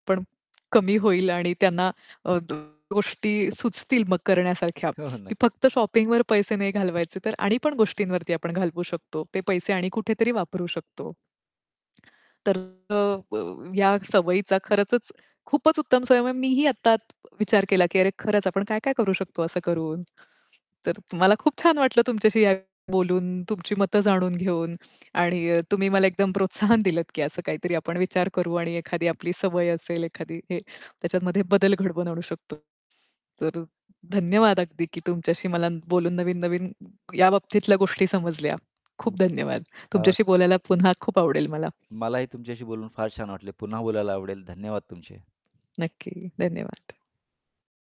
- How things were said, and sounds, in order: static; tapping; distorted speech; "खरंच" said as "खरंचच"; other background noise
- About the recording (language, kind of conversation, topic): Marathi, podcast, कमी खरेदी करण्याची सवय तुम्ही कशी लावली?